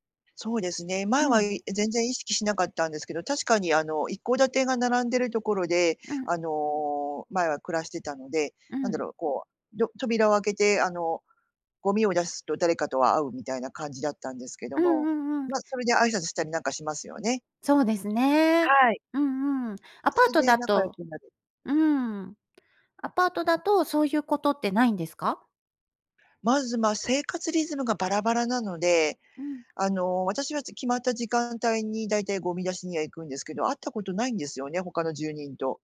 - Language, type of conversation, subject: Japanese, advice, 引っ越しで新しい環境に慣れられない不安
- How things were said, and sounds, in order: none